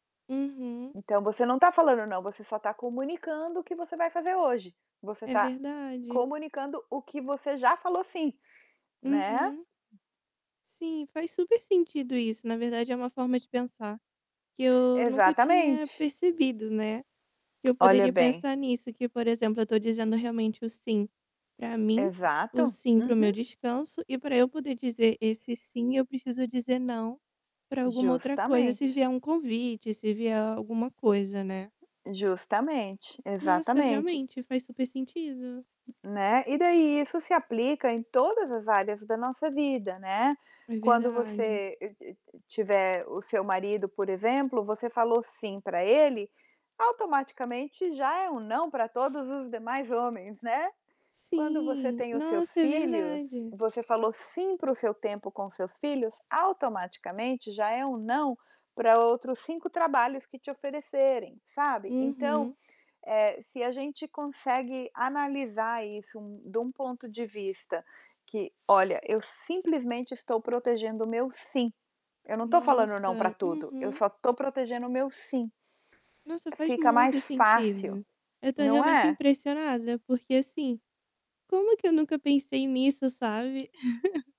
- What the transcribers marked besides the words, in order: static; distorted speech; other background noise; tapping; chuckle
- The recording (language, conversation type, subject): Portuguese, advice, Como posso aprender a dizer não com assertividade sem me sentir culpado?